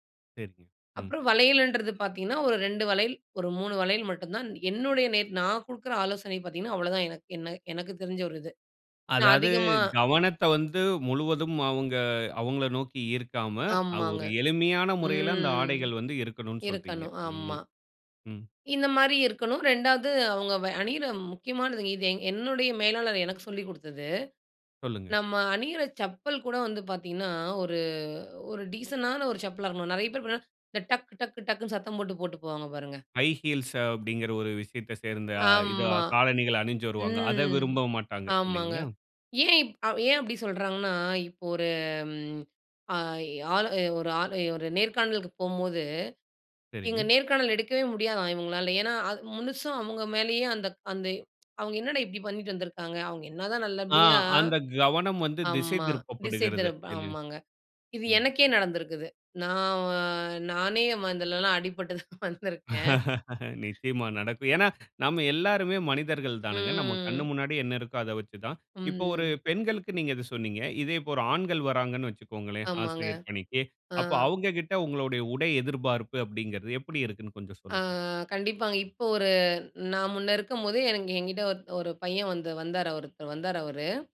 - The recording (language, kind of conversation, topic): Tamil, podcast, ஒரு முக்கியமான நேர்காணலுக்கு எந்த உடையை அணிவது என்று நீங்கள் என்ன ஆலோசனை கூறுவீர்கள்?
- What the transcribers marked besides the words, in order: drawn out: "ம்"; in English: "டீசென்ட்டான"; in English: "ஹை ஹீல்ஸ்"; drawn out: "ம்"; tongue click; drawn out: "வ"; laughing while speaking: "அடிபட்டு தான் வந்திருக்கேன்"; laugh; tapping; drawn out: "ம்"; drawn out: "ஆ"